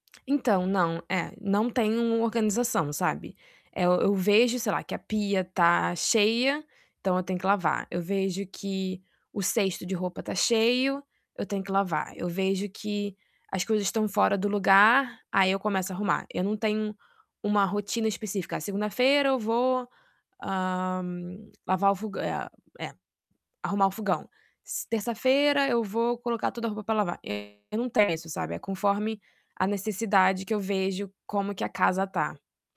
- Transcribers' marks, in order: distorted speech
- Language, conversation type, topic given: Portuguese, advice, Como posso organizar o ambiente de casa para conseguir aproveitar melhor meus momentos de lazer?